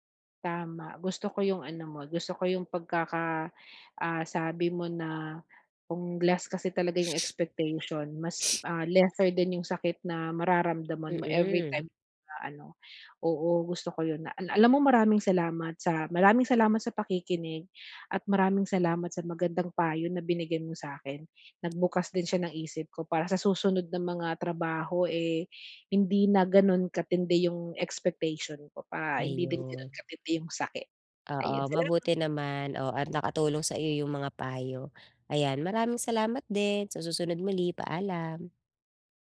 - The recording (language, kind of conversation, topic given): Filipino, advice, Paano ko mapapalaya ang sarili ko mula sa mga inaasahan at matututong tanggapin na hindi ko kontrolado ang resulta?
- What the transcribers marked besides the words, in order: other background noise; sniff; inhale